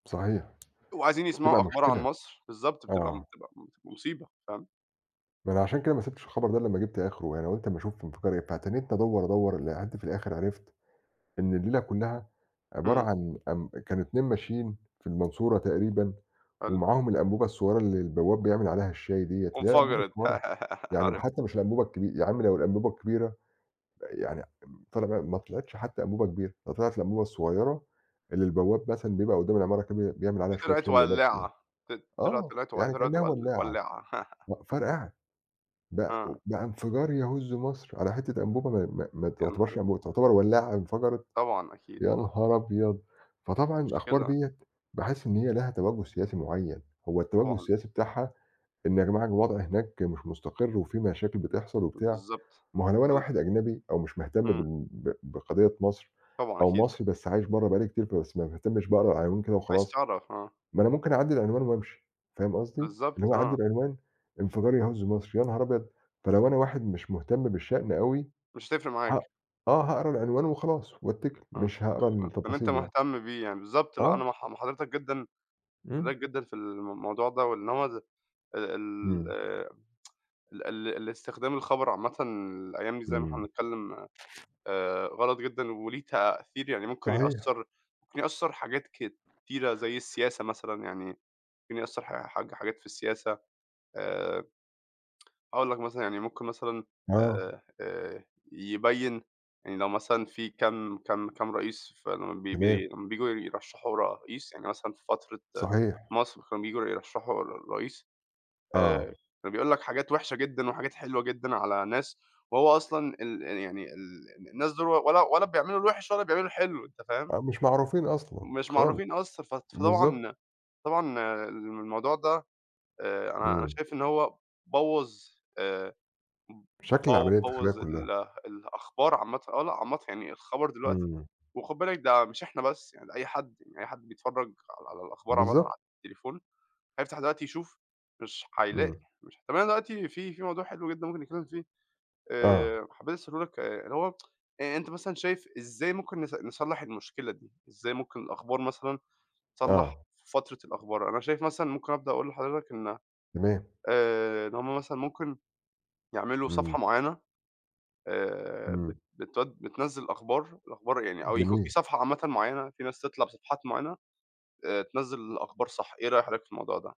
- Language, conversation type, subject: Arabic, unstructured, إيه رأيك في استخدام الأخبار لأهداف سياسية؟
- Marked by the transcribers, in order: other background noise; tapping; chuckle; chuckle; tsk; tsk; tsk